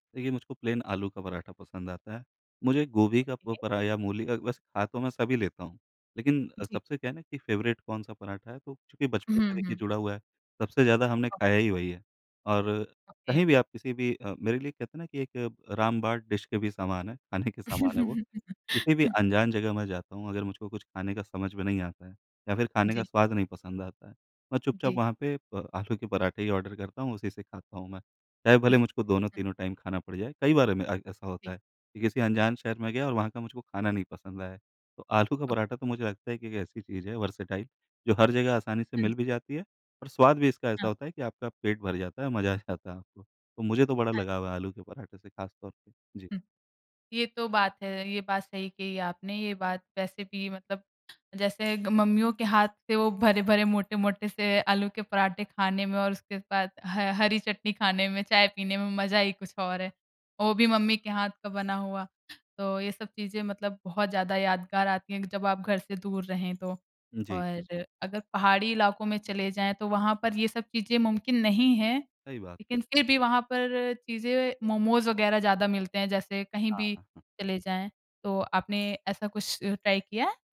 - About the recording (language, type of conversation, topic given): Hindi, podcast, आपकी सबसे यादगार स्वाद की खोज कौन सी रही?
- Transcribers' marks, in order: in English: "प्लेन"; in English: "ओके"; in English: "फ़ेवरेट"; in English: "ओके"; laughing while speaking: "खाने के"; laugh; laughing while speaking: "आलू"; in English: "ऑर्डर"; laugh; in English: "टाइम"; in English: "वर्सेटाइल"; laughing while speaking: "आ जाता"; in English: "ट्राय"